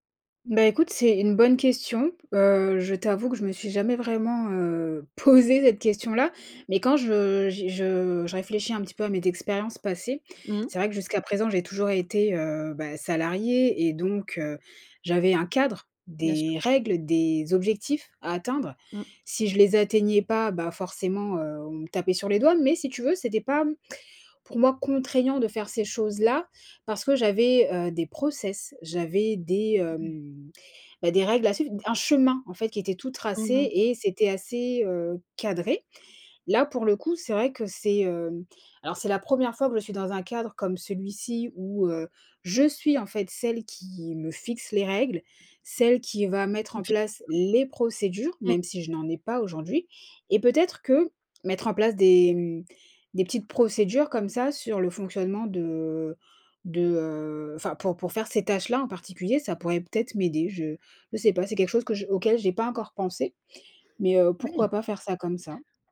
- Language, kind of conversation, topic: French, advice, Comment surmonter la procrastination chronique sur des tâches créatives importantes ?
- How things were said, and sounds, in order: other background noise; stressed: "chemin"; stressed: "je"; tapping; stressed: "les"; unintelligible speech